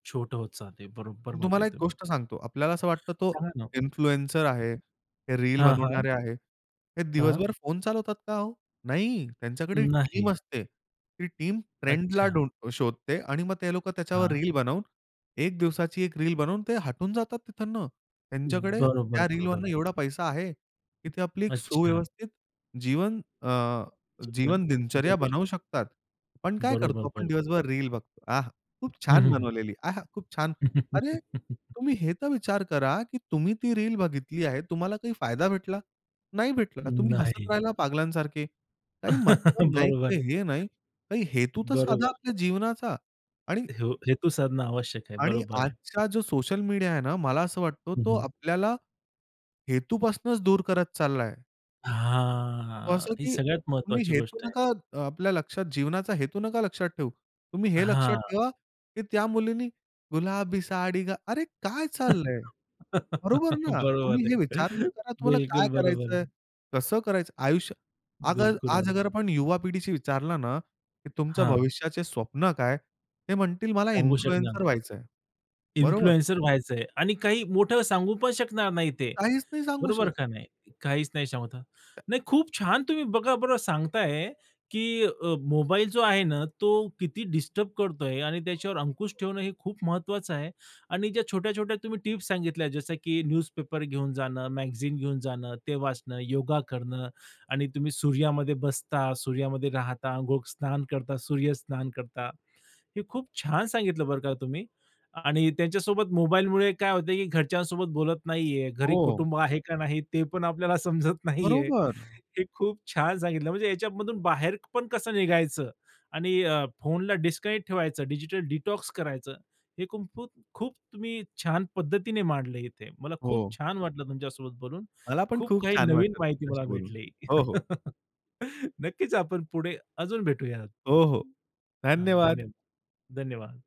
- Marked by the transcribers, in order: other background noise; in English: "इन्फ्लुएन्सर"; in English: "टीम"; in English: "टीम"; put-on voice: "आह! खूप छान बनवलेली"; laugh; chuckle; laughing while speaking: "बरोबर"; drawn out: "हां"; put-on voice: "गुलाबी साडी गा"; laugh; laughing while speaking: "बरोबर आहे. बिलकुल बरोबर आहे"; in English: "इन्फ्लुएन्सर"; in English: "इन्फ्लुएन्सर"; "शकणार" said as "शावता"; in English: "न्यूजपेपर"; in English: "डिटॉक्स"; laugh
- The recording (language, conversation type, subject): Marathi, podcast, तुम्ही कधी जाणूनबुजून काही वेळ फोनपासून दूर राहून शांत वेळ घालवला आहे का, आणि तेव्हा तुम्हाला कसे वाटले?